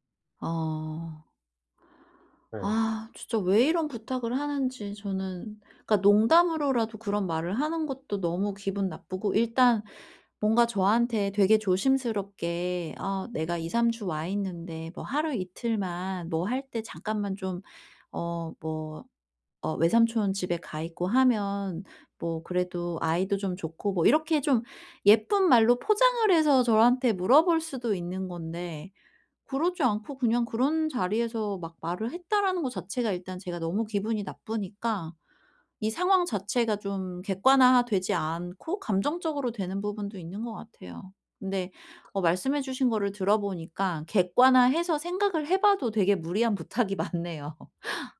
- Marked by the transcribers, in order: laughing while speaking: "부탁이 맞네요"; laugh
- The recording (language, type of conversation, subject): Korean, advice, 이사할 때 가족 간 갈등을 어떻게 줄일 수 있을까요?